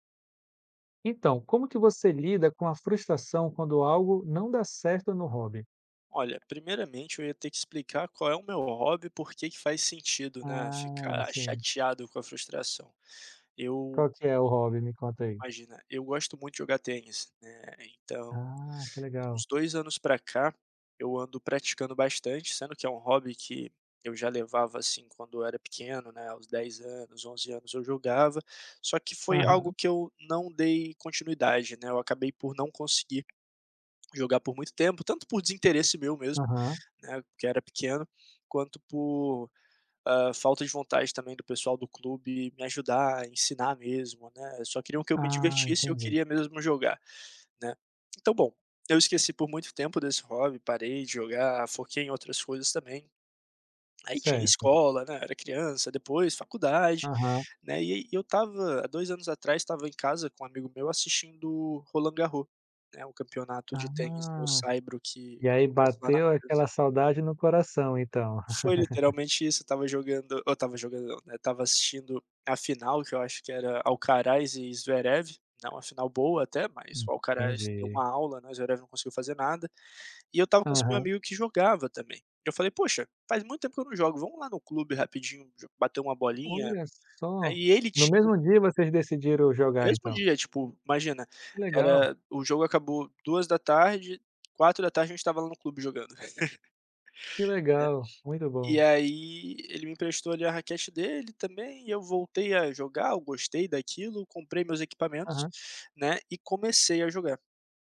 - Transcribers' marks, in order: other background noise; tapping; laugh; chuckle
- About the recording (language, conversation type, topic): Portuguese, podcast, Como você lida com a frustração quando algo não dá certo no seu hobby?